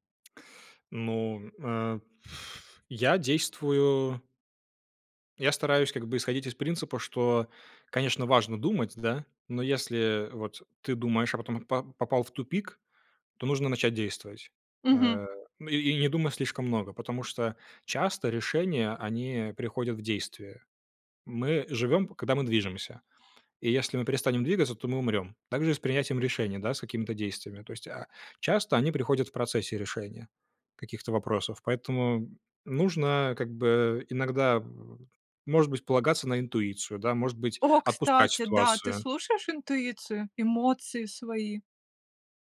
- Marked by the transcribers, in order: tapping; blowing; other background noise; other noise
- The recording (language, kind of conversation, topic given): Russian, podcast, Как принимать решения, чтобы потом не жалеть?